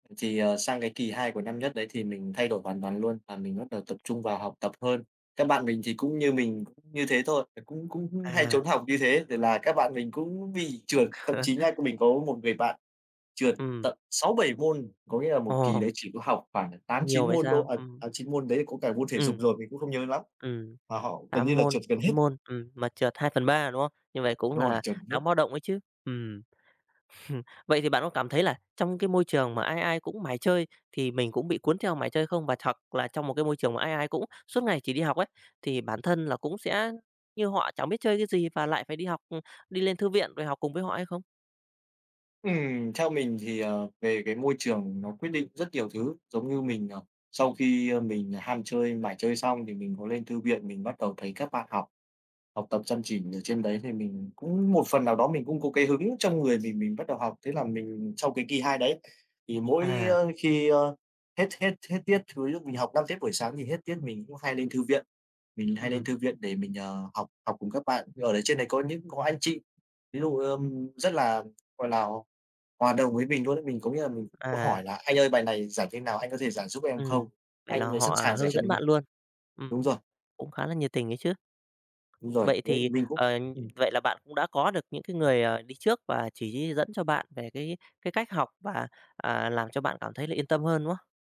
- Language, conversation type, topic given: Vietnamese, podcast, Bạn đã từng chịu áp lực thi cử đến mức nào và bạn đã vượt qua nó như thế nào?
- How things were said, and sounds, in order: other background noise; tapping; other noise; scoff; scoff; "hoặc" said as "thoặt"